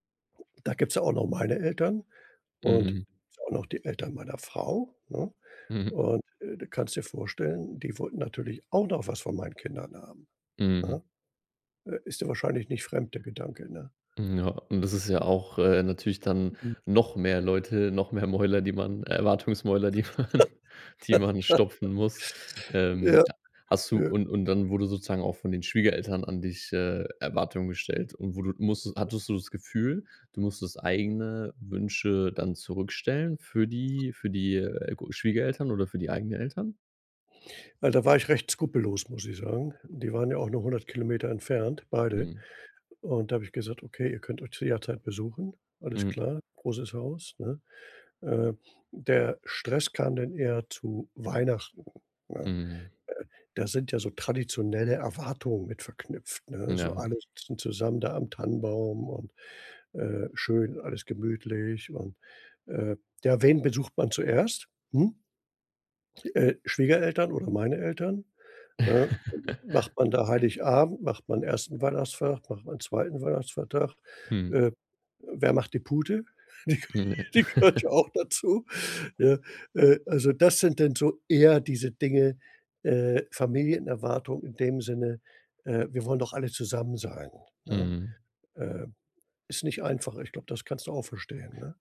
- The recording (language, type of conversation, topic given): German, advice, Wie kann ich mich von Familienerwartungen abgrenzen, ohne meine eigenen Wünsche zu verbergen?
- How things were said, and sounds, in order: chuckle; laugh; laughing while speaking: "die man"; other background noise; giggle; laughing while speaking: "Die die gehört ja auch"; giggle